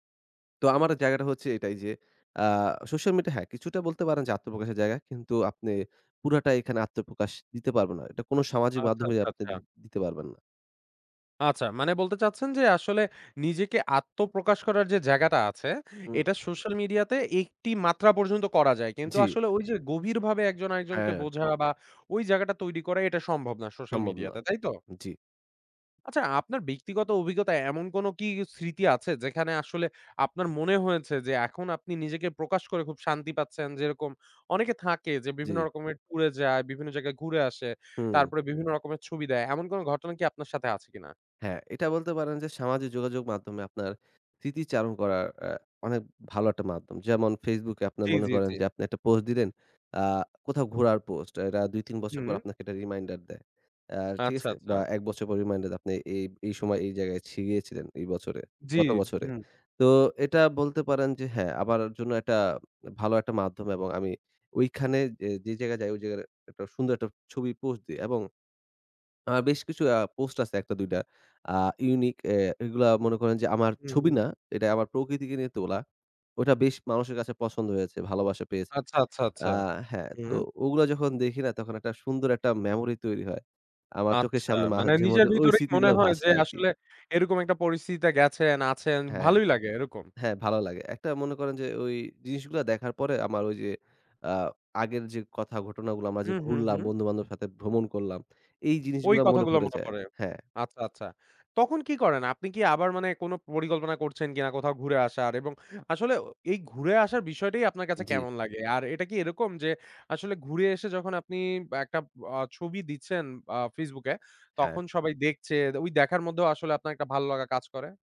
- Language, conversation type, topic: Bengali, podcast, সামাজিক মিডিয়া আপনার পরিচয়ে কী ভূমিকা রাখে?
- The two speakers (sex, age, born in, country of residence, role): male, 20-24, Bangladesh, Bangladesh, guest; male, 25-29, Bangladesh, Bangladesh, host
- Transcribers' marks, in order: "স্মৃতি" said as "সিতি"; tapping